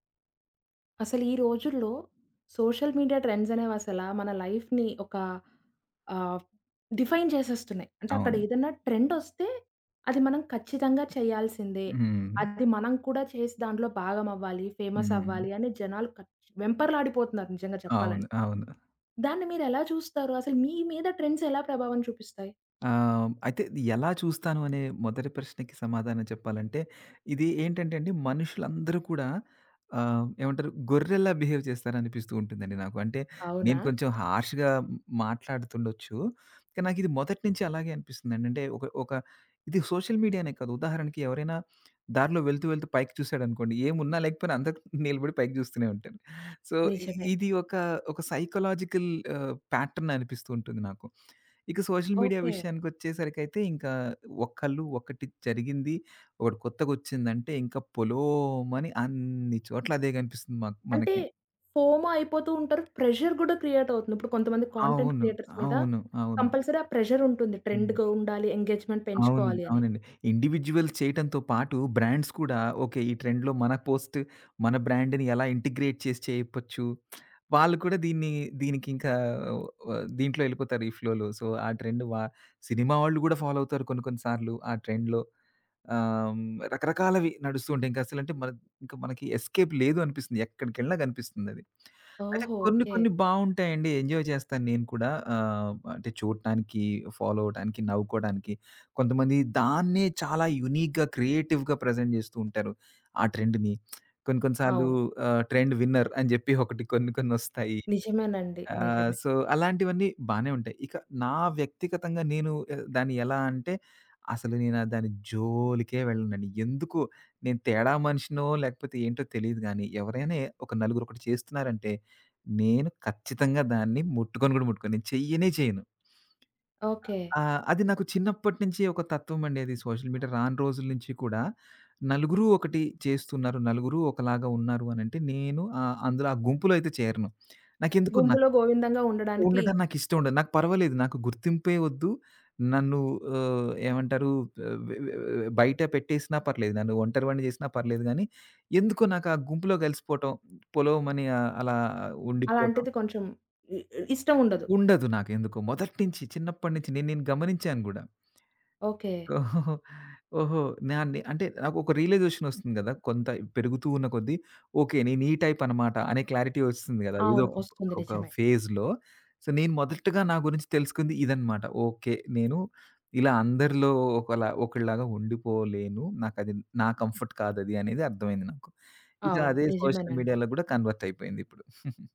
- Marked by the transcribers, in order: in English: "సోషల్ మీడియా ట్రెండ్స్"; in English: "లైఫ్‌ని"; in English: "డిఫైన్"; tapping; in English: "ఫేమస్"; other background noise; in English: "ట్రెండ్స్"; in English: "బిహేవ్"; in English: "హర్ష‌గా"; in English: "సోషల్ మీడియానే"; in English: "సో"; in English: "సైకలాజికల్"; in English: "ప్యాటర్న్"; in English: "సోషల్ మీడియా"; in English: "ప్రెషర్"; in English: "కాంటెంట్ క్రియేటర్స్"; in English: "కంపల్సరీ"; in English: "ట్రెండ్‌గా"; in English: "ఎంగే‌జ్‌మెంట్"; in English: "ఇండివిడ్యువల్స్"; in English: "బ్రాండ్స్"; in English: "ట్రెండ్‌లో"; in English: "పోస్ట్"; in English: "బ్రాండ్‌ని"; in English: "ఇంటిగ్రేట్"; lip smack; in English: "ఫ్లోలో. సో"; in English: "ట్రెండ్"; in English: "ఫాలో"; in English: "ట్రెండ్‌లో"; in English: "ఎస్‌కేప్"; in English: "ఎంజాయ్"; in English: "ఫాలో"; in English: "యూనీక్‌గా క్రియేటివ్‌గా ప్రెజెంట్"; in English: "ట్రెండ్‌ని"; lip smack; in English: "ట్రెండ్ విన్నర్"; in English: "సో"; in English: "సోషల్ మీడియా"; chuckle; in English: "రియలైజేషన్"; in English: "టైప్"; in English: "క్లారిటీ"; in English: "ఫేజ్‌లో. సో"; in English: "కంఫర్ట్"; in English: "సోషల్ మీడియాలో"; in English: "కన్వర్ట్"; giggle
- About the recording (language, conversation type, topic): Telugu, podcast, సోషల్ మీడియా ట్రెండ్‌లు మీపై ఎలా ప్రభావం చూపిస్తాయి?